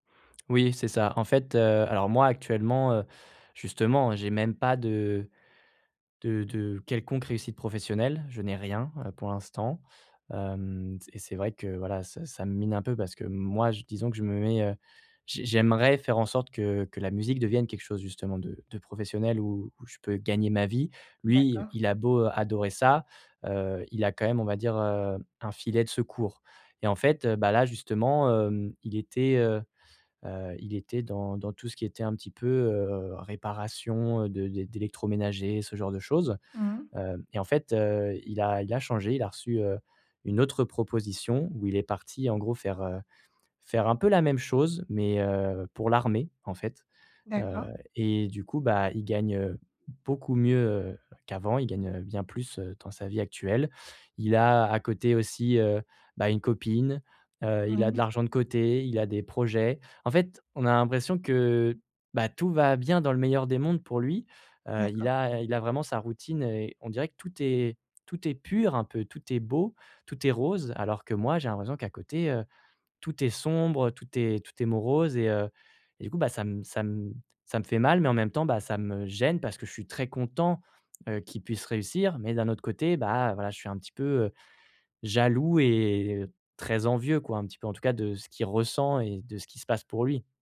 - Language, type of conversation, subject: French, advice, Comment gères-tu la jalousie que tu ressens face à la réussite ou à la promotion d’un ami ?
- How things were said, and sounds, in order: none